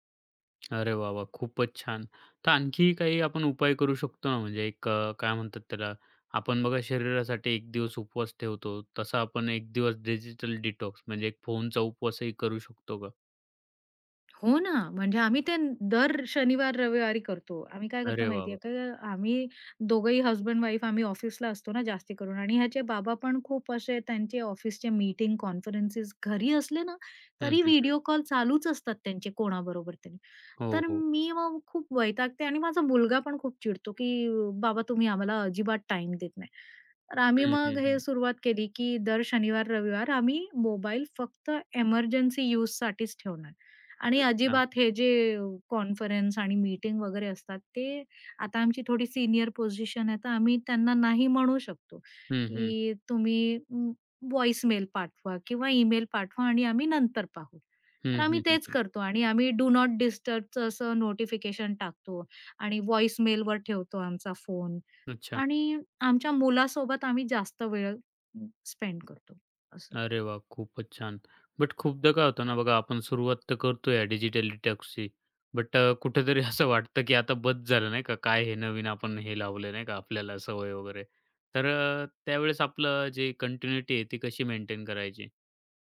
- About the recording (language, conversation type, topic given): Marathi, podcast, डिजिटल डिटॉक्स कसा सुरू करावा?
- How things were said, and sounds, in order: in English: "डिजिटल डिटॉक्स"; in English: "व्हॉइस"; in English: "व्हॉइस"; in English: "स्पेंड"; in English: "डिजिटल डिटॉक्सची"; in English: "कंटिन्यूटी"